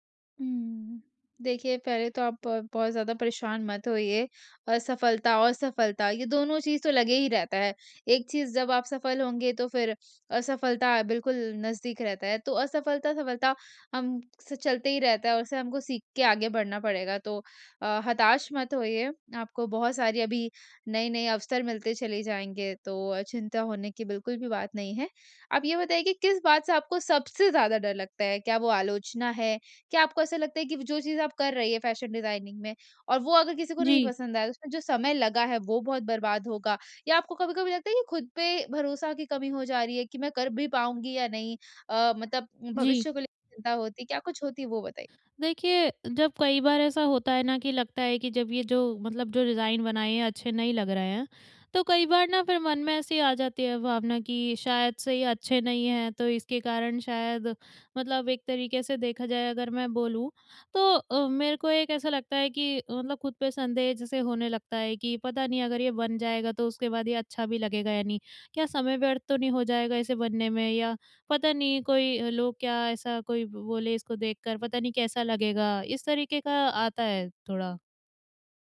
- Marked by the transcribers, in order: in English: "फ़ैशन डिजाइनिंग"
- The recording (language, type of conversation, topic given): Hindi, advice, असफलता का डर और आत्म-संदेह
- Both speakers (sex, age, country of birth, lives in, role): female, 20-24, India, India, user; female, 45-49, India, India, advisor